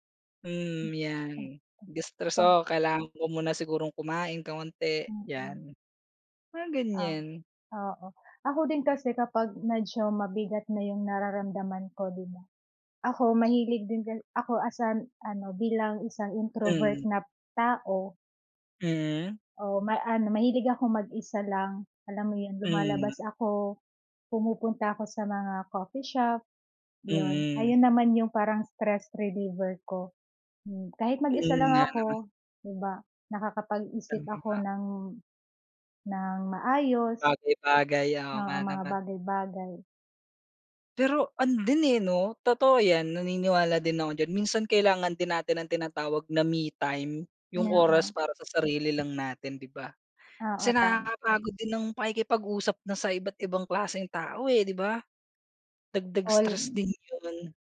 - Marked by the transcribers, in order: unintelligible speech
- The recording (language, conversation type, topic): Filipino, unstructured, Ano ang mga nakakapagpabigat ng loob sa’yo araw-araw, at paano mo ito hinaharap?